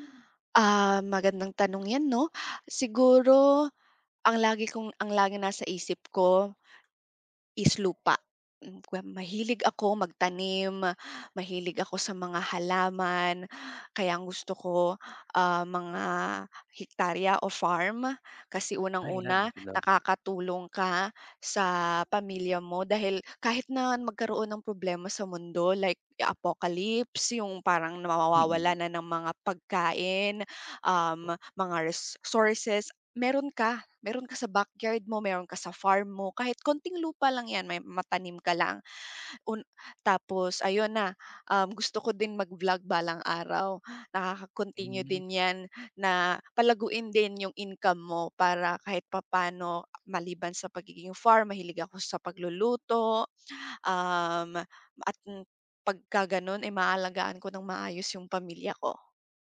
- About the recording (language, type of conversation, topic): Filipino, unstructured, Paano mo nakikita ang sarili mo sa loob ng sampung taon?
- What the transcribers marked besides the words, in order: other background noise